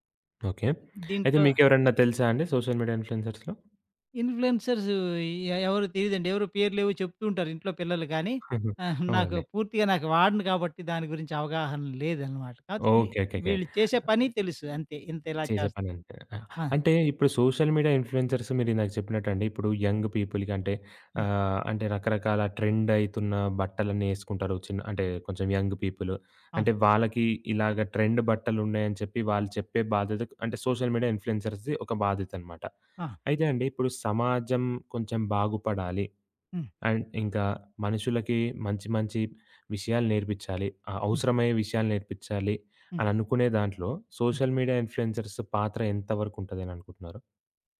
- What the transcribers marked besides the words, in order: other background noise; in English: "సోషల్ మీడియా ఇన్‌ఫ్లుయెన్సర్స్‌లో?"; in English: "ఇన్‌ఫ్లుయెన్సర్స్"; chuckle; in English: "సోషల్ మీడియా ఇన్‌ఫ్లుయెన్సర్స్"; in English: "యంగ్ పీపుల్‌కి"; in English: "ట్రెండ్"; in English: "యంగ్"; in English: "ట్రెండ్"; in English: "సోషల్ మీడియా ఇన్‌ఫ్లుయెన్సర్స్‌ది"; in English: "అండ్"; in English: "సోషల్ మీడియా ఇన్‌ఫ్లుయెన్సర్స్"
- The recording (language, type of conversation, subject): Telugu, podcast, సామాజిక మాధ్యమాలు మీ మనస్తత్వంపై ఎలా ప్రభావం చూపాయి?